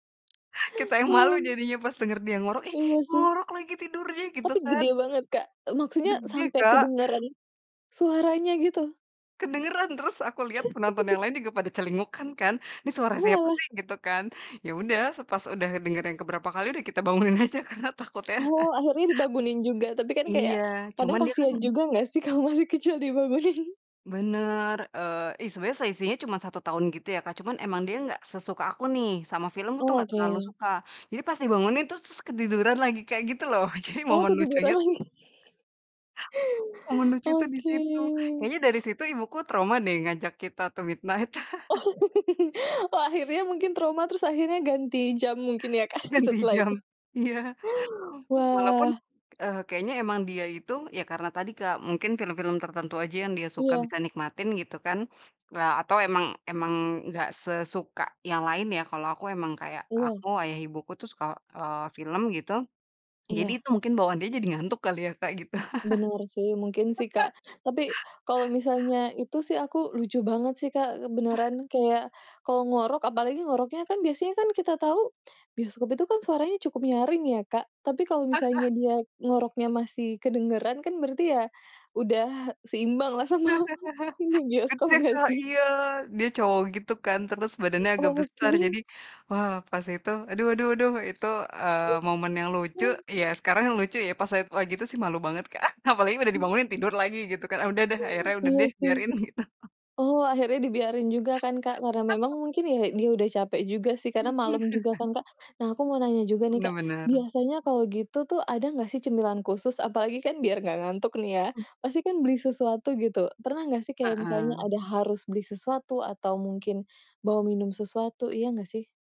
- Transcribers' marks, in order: other background noise; chuckle; laughing while speaking: "bangunin"; "dibangunin" said as "dibagunin"; laughing while speaking: "takutnya"; laughing while speaking: "kalau masih kecil dibangunin"; laughing while speaking: "loh"; laughing while speaking: "lagi?"; tapping; in English: "midnight"; laughing while speaking: "Oh"; laugh; laughing while speaking: "Ganti jam iya"; laughing while speaking: "Kak"; gasp; laugh; laugh; laughing while speaking: "sama, ini bioskop berarti"; laughing while speaking: "Oke"; laughing while speaking: "gitu"; chuckle; laugh; chuckle
- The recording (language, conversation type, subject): Indonesian, podcast, Punya momen nonton bareng keluarga yang selalu kamu ingat?